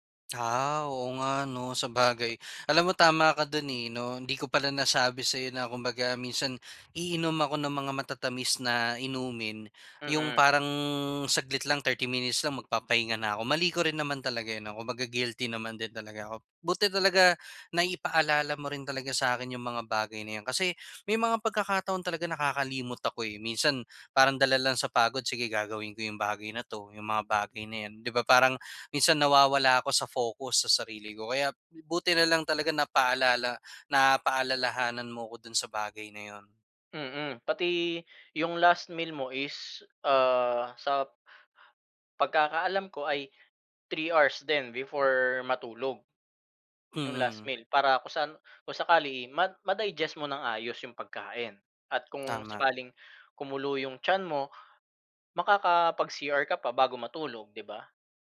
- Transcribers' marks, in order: none
- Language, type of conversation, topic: Filipino, advice, Bakit hindi ako makapanatili sa iisang takdang oras ng pagtulog?
- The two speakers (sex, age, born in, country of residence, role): male, 25-29, Philippines, Philippines, user; male, 30-34, Philippines, Philippines, advisor